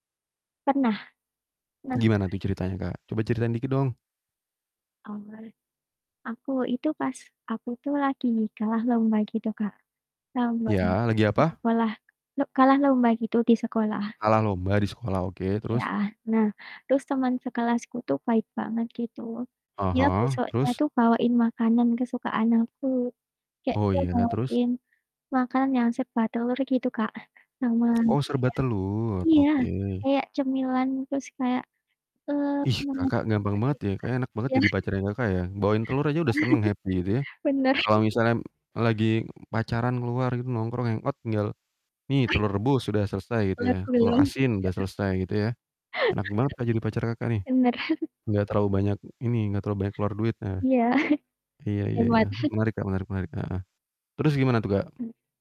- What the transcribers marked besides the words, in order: distorted speech; static; tapping; chuckle; in English: "happy"; chuckle; "misalnya" said as "misalnyam"; in English: "hang out"; laughing while speaking: "Oh ya"; laughing while speaking: "iya"; chuckle; chuckle
- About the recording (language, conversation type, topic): Indonesian, unstructured, Bagaimana makanan dapat menjadi cara untuk menunjukkan perhatian kepada orang lain?